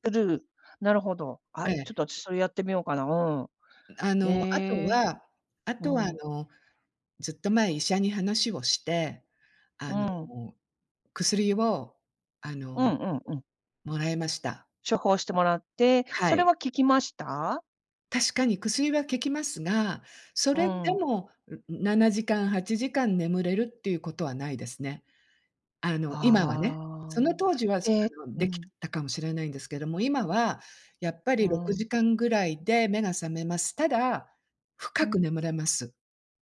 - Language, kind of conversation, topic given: Japanese, unstructured, 睡眠はあなたの気分にどんな影響を与えますか？
- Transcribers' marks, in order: other background noise; unintelligible speech